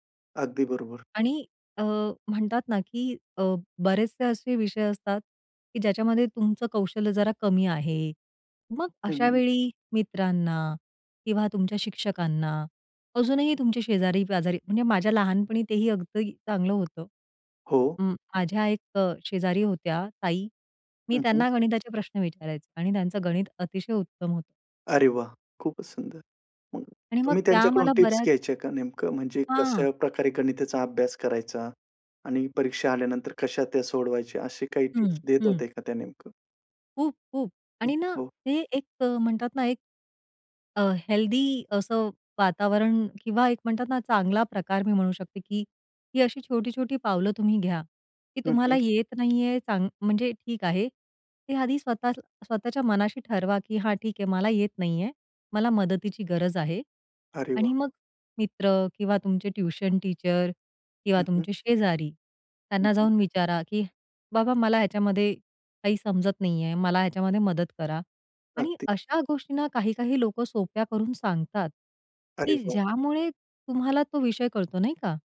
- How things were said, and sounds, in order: tapping; other background noise; in English: "हेल्दी"; in English: "टीचर"
- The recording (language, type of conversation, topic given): Marathi, podcast, परीक्षेतील ताण कमी करण्यासाठी तुम्ही काय करता?